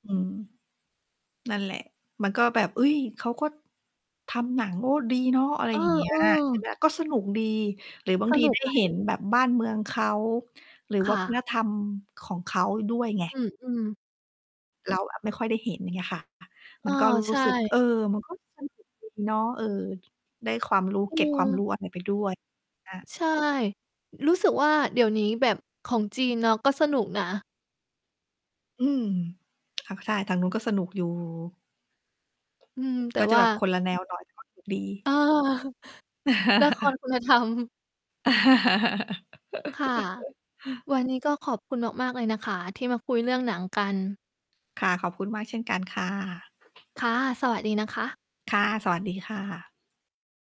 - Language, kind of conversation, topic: Thai, unstructured, หนังเรื่องไหนที่คุณดูแล้วจำได้จนถึงตอนนี้?
- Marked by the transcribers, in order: static; distorted speech; other background noise; tapping; chuckle; laughing while speaking: "ธรรม"; laugh